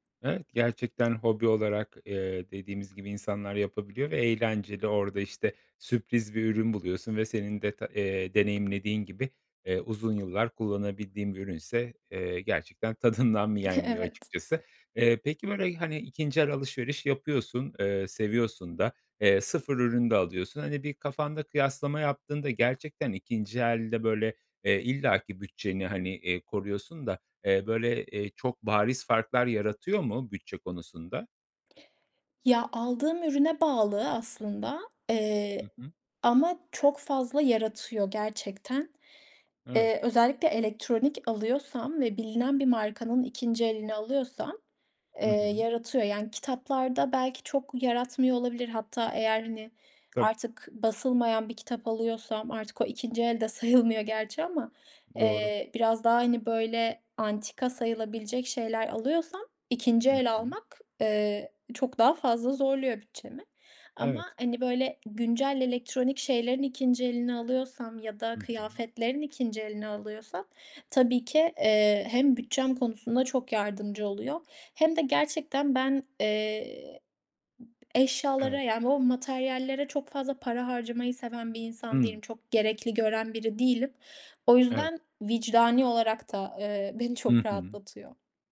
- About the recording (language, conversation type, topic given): Turkish, podcast, İkinci el alışveriş hakkında ne düşünüyorsun?
- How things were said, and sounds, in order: laughing while speaking: "tadından mı"; chuckle; other background noise; tapping